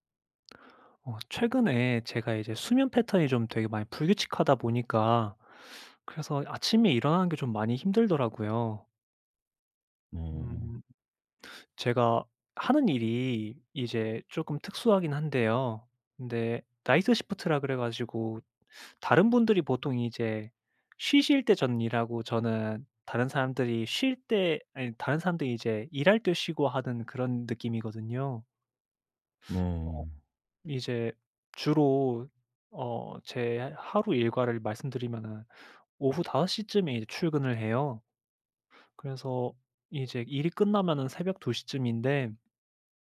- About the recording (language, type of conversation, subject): Korean, advice, 아침에 더 개운하게 일어나려면 어떤 간단한 방법들이 있을까요?
- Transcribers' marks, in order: in English: "night shift라"